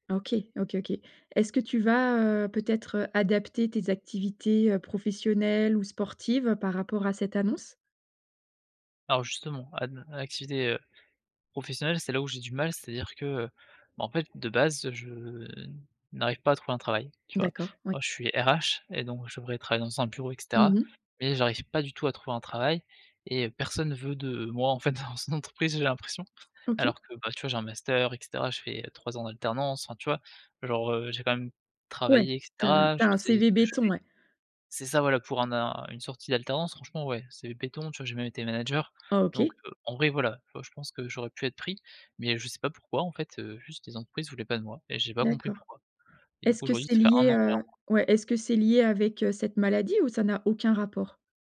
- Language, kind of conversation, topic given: French, advice, Quelle activité est la plus adaptée à mon problème de santé ?
- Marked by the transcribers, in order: chuckle